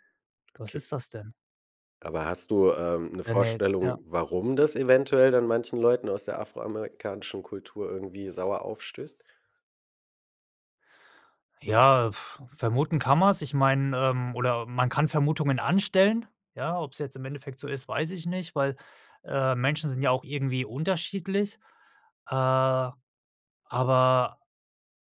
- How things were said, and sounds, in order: tapping; other background noise; blowing
- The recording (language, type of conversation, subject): German, podcast, Wie gehst du mit kultureller Aneignung um?